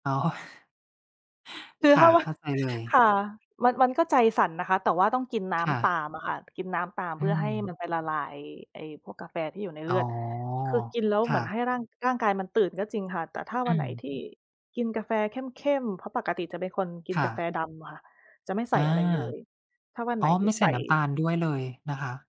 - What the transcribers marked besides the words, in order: laughing while speaking: "อ๋อ"
- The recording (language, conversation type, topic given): Thai, unstructured, คุณเริ่มต้นวันใหม่ด้วยกิจวัตรอะไรบ้าง?